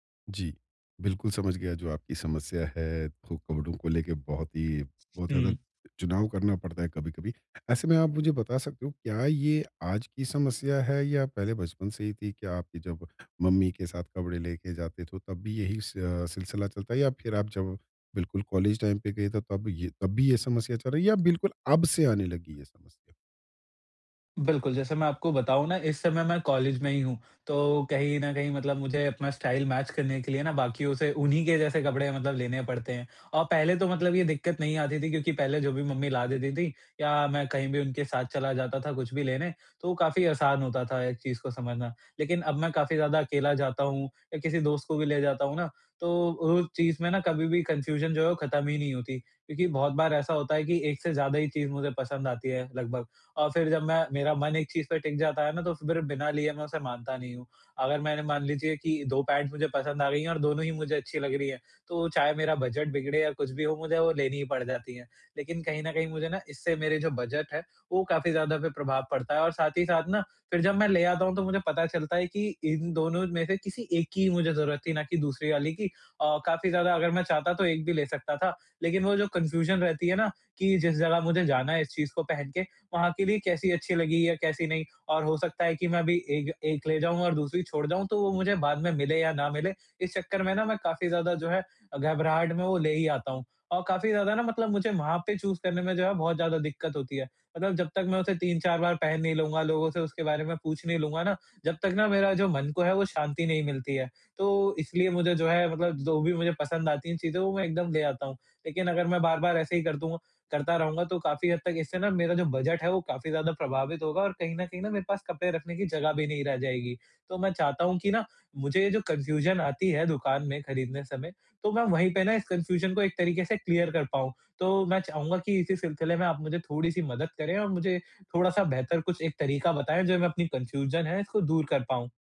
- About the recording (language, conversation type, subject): Hindi, advice, मेरे लिए किस तरह के कपड़े सबसे अच्छे होंगे?
- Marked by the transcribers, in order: in English: "टाइम"; in English: "स्टाइल मैच"; in English: "कन्फ़्यूज़न"; in English: "कन्फ़्यूज़न"; in English: "चूज़"; in English: "कन्फ़्यूज़न"; in English: "कन्फ़्यूज़न"; in English: "क्लियर"; in English: "कन्फ़्यूज़न"